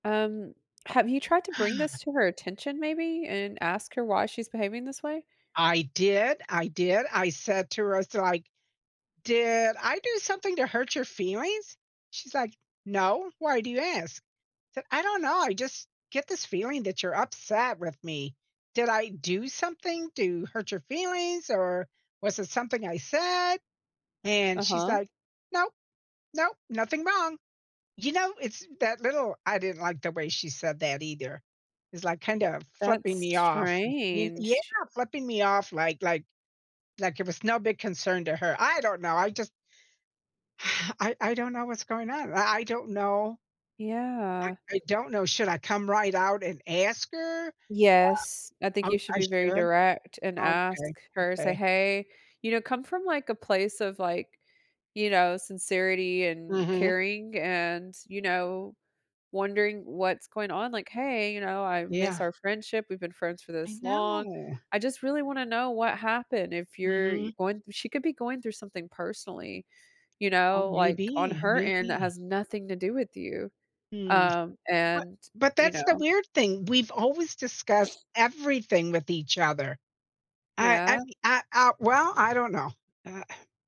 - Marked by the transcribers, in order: sigh; sigh; drawn out: "know"; tapping; other background noise; scoff
- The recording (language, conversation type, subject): English, advice, How do I address a friendship that feels one-sided?